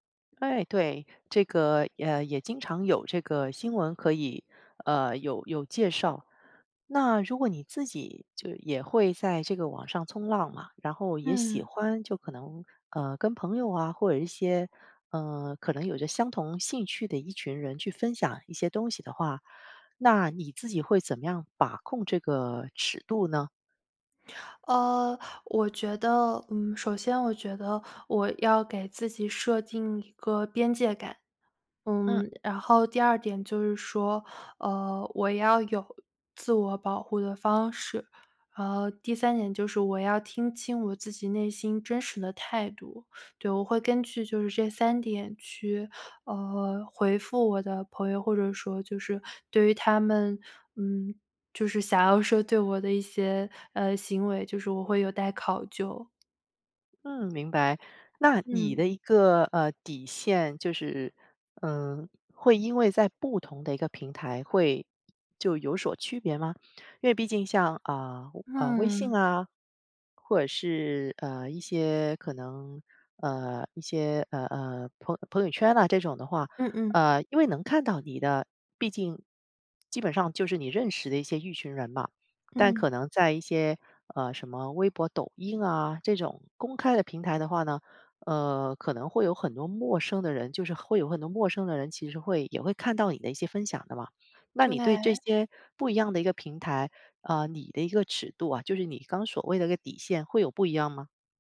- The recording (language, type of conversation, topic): Chinese, podcast, 如何在网上既保持真诚又不过度暴露自己？
- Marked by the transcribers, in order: none